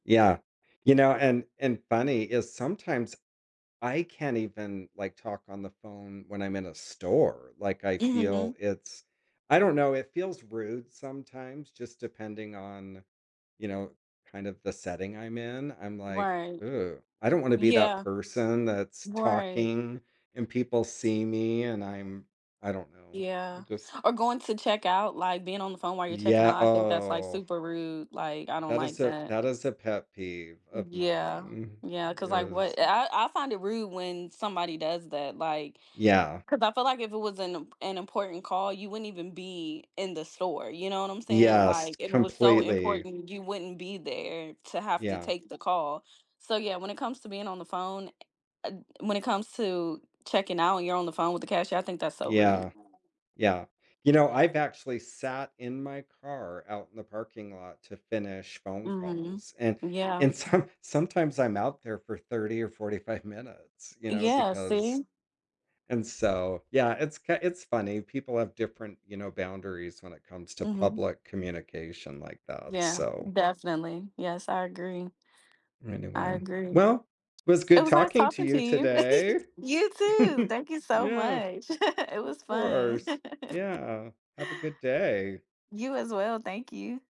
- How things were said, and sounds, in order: drawn out: "oh"; other background noise; tapping; laughing while speaking: "some"; laughing while speaking: "forty five"; giggle; chuckle; laugh
- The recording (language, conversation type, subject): English, unstructured, How do your communication preferences shape your relationships and daily interactions?
- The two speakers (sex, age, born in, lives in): female, 30-34, United States, United States; male, 50-54, United States, United States